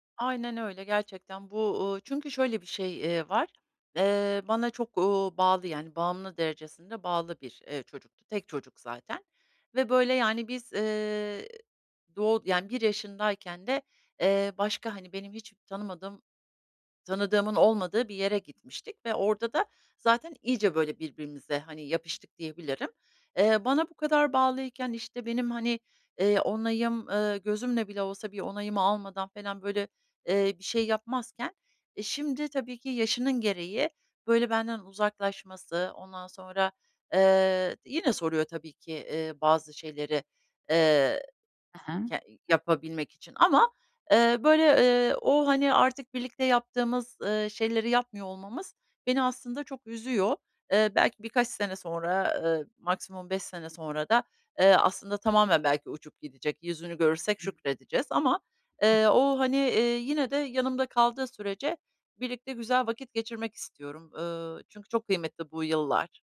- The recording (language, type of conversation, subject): Turkish, advice, Sürekli öğrenme ve uyum sağlama
- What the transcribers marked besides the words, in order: other background noise